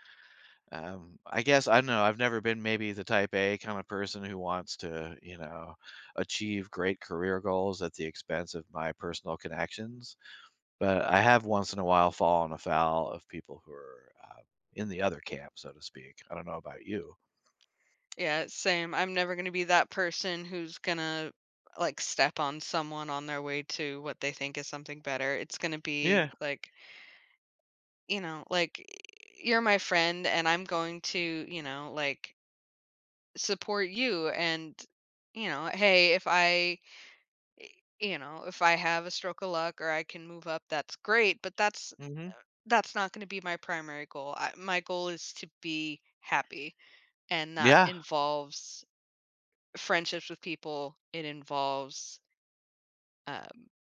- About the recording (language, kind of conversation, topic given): English, unstructured, How can friendships be maintained while prioritizing personal goals?
- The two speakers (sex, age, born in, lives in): female, 30-34, United States, United States; male, 60-64, United States, United States
- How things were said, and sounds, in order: tapping; other background noise